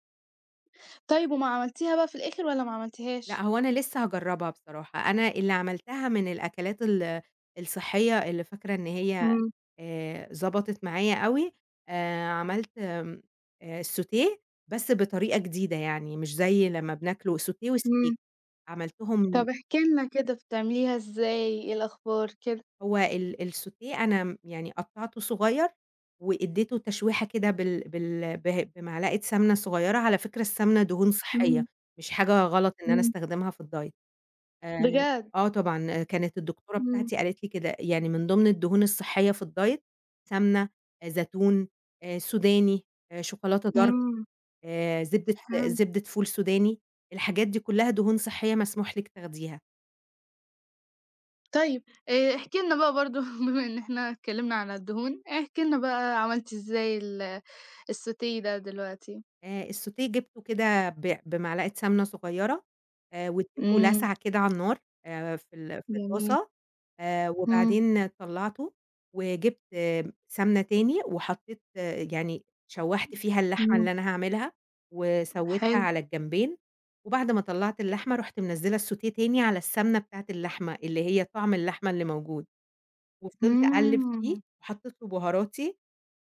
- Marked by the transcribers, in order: in French: "الsautée"; in French: "sautée"; in English: "وsteak"; tapping; in French: "الsautée"; in English: "الdiet"; in English: "الdiet"; in English: "dark"; other background noise; chuckle; in French: "الsautée"; in French: "الsautée"; in French: "الsautée"
- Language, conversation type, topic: Arabic, podcast, إزاي بتختار أكل صحي؟